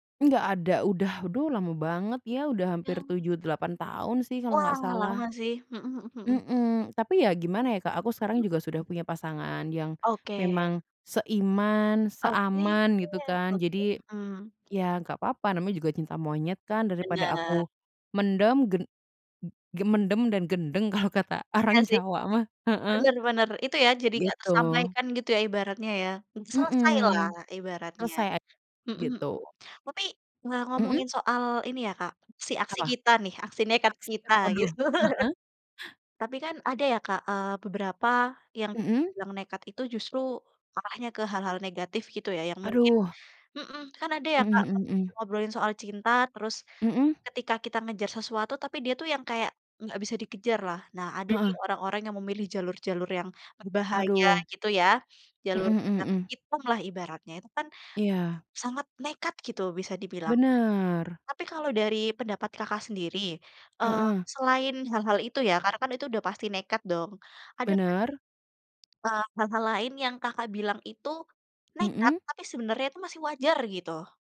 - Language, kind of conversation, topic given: Indonesian, unstructured, Pernahkah kamu melakukan sesuatu yang nekat demi cinta?
- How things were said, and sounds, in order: other background noise; unintelligible speech; tapping; laughing while speaking: "kalau kata orang Jawa"; laughing while speaking: "gitu"